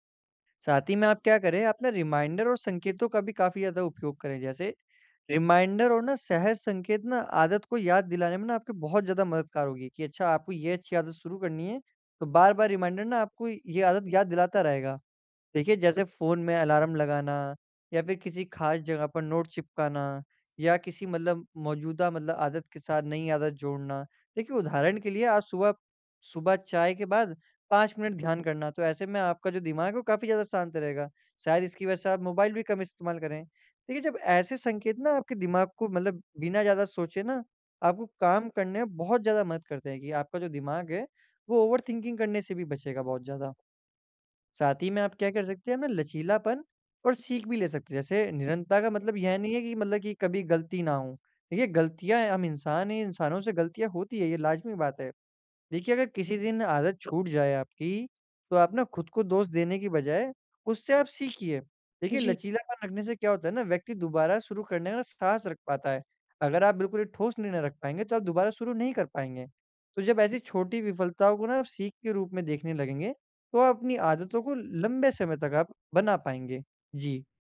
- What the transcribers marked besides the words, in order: in English: "रिमाइंडर"; in English: "रिमाइंडर"; in English: "रिमाइंडर"; in English: "अलार्म"; in English: "नोट"; in English: "ओवर थिंकिंग"
- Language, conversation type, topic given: Hindi, advice, मैं अपनी दिनचर्या में निरंतरता कैसे बनाए रख सकता/सकती हूँ?